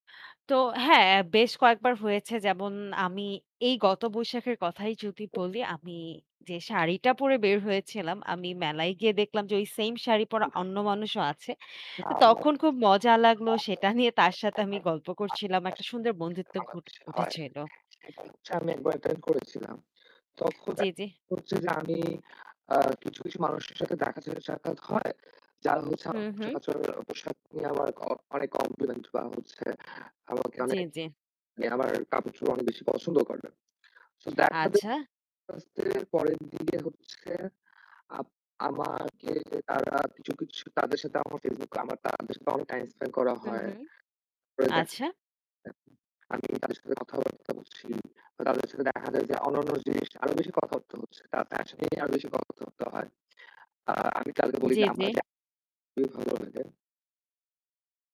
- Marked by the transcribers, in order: static; other background noise; unintelligible speech; distorted speech; tapping; unintelligible speech; unintelligible speech
- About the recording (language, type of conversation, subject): Bengali, unstructured, তোমার কি মনে হয়, তোমার পোশাক বা পোশাকের ধরন তোমার পরিচয়ের একটি অংশ?